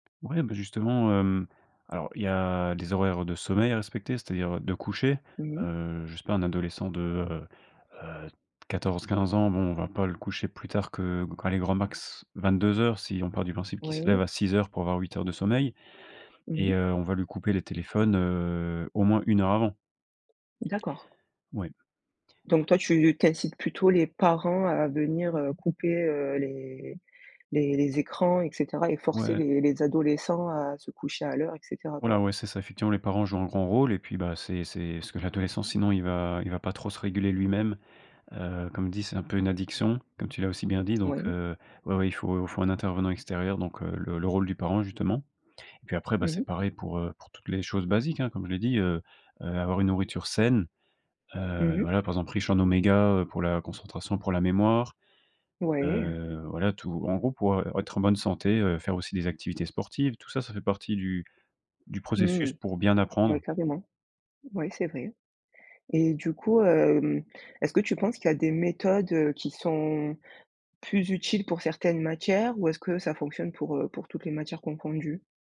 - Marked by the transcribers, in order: stressed: "saine"
- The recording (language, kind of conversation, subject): French, podcast, Quel conseil donnerais-tu à un ado qui veut mieux apprendre ?